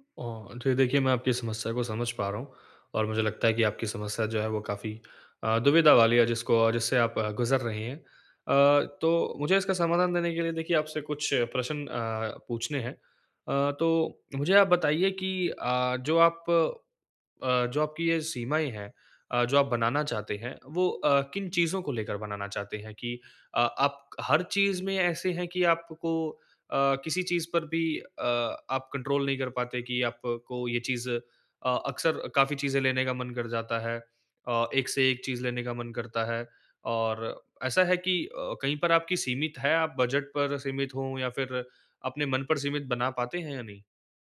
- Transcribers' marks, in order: in English: "कंट्रोल"
- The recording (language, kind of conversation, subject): Hindi, advice, कम चीज़ों में संतोष खोजना